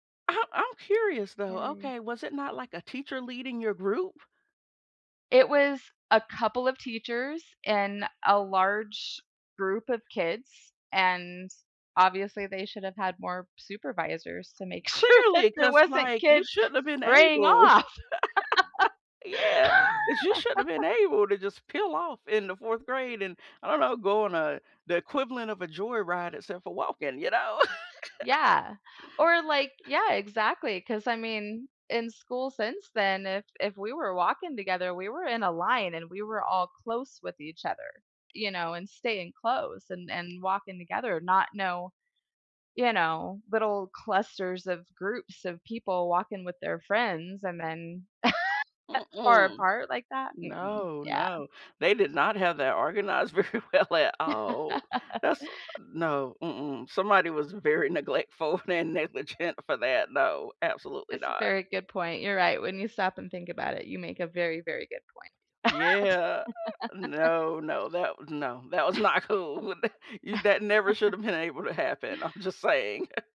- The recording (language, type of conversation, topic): English, unstructured, Can you share a time when you got delightfully lost, discovered something unforgettable, and explain why it still matters to you?
- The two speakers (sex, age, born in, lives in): female, 45-49, United States, United States; female, 45-49, United States, United States
- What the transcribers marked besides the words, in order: tapping; other background noise; laughing while speaking: "sure that there wasn't kids"; laugh; laugh; laugh; laugh; laughing while speaking: "very"; chuckle; laughing while speaking: "negligent"; laugh; laughing while speaking: "that was not cool"; chuckle; chuckle